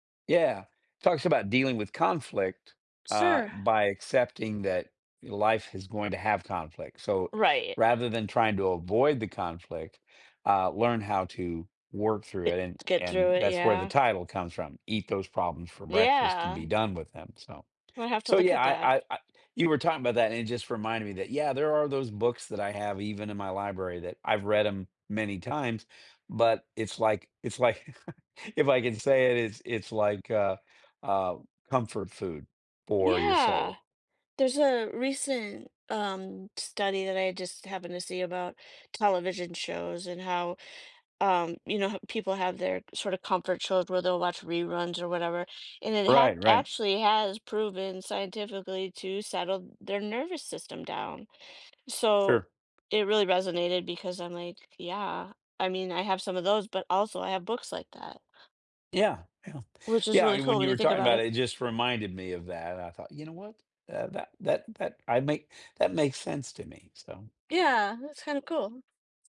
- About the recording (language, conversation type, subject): English, unstructured, How do your favorite hobbies improve your mood or well-being?
- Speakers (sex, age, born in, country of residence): female, 50-54, United States, United States; male, 60-64, United States, United States
- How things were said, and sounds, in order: tapping; chuckle